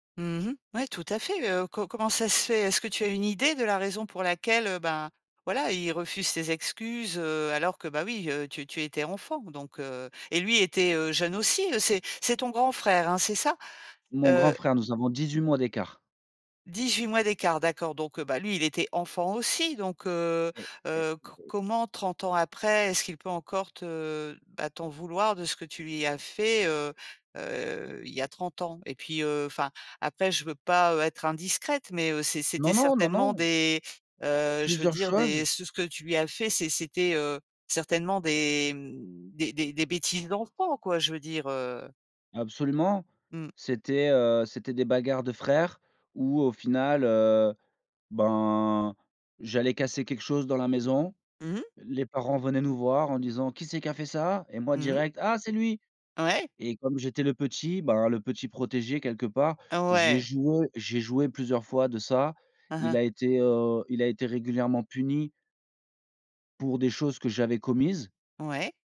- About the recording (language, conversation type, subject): French, podcast, Comment reconnaître ses torts et s’excuser sincèrement ?
- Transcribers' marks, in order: stressed: "idée"; other background noise; drawn out: "heu"; unintelligible speech; drawn out: "heu"; put-on voice: "Qui c'est qui a fait ça ?"; put-on voice: "Ah c'est lui !"; stressed: "lui"